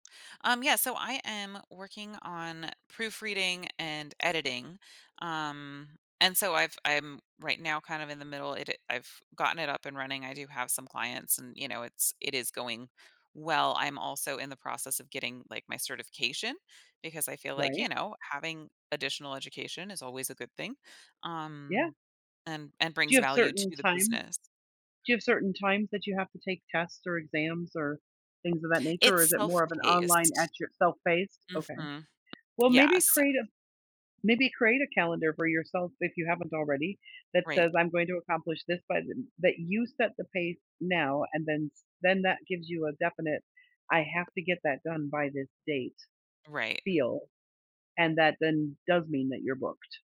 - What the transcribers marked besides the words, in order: tapping
- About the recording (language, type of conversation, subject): English, advice, How can I set boundaries?